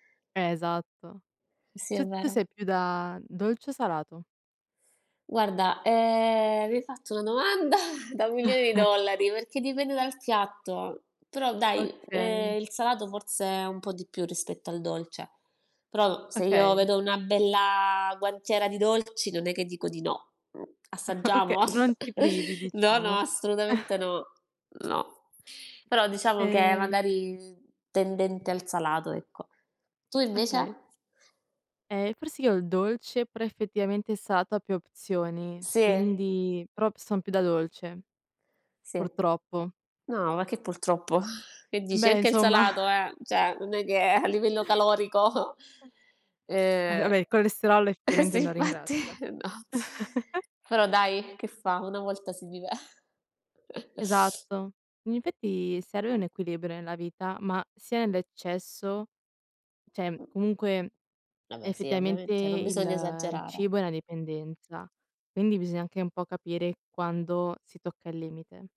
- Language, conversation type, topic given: Italian, unstructured, Qual è il tuo ricordo più bello legato a un pasto?
- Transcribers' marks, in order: laughing while speaking: "domanda"; chuckle; laughing while speaking: "Oka"; chuckle; tapping; other background noise; "purtroppo" said as "pultroppo"; chuckle; laughing while speaking: "a"; laughing while speaking: "calorico"; "effettivamente" said as "effevamente"; laughing while speaking: "eh sì, infatti no"; chuckle; chuckle; "cioè" said as "ceh"